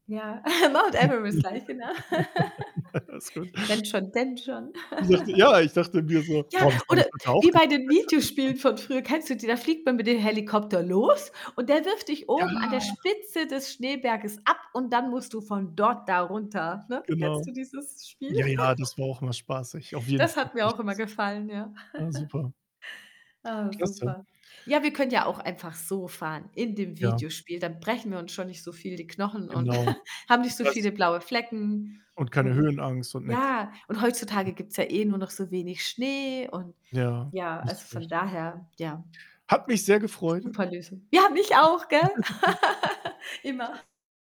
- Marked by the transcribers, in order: snort; static; laugh; laugh; giggle; distorted speech; other background noise; background speech; chuckle; laugh; chuckle; unintelligible speech; laugh
- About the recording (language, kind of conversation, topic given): German, unstructured, Was war dein eindrucksvollster Moment beim Skifahren in den Bergen?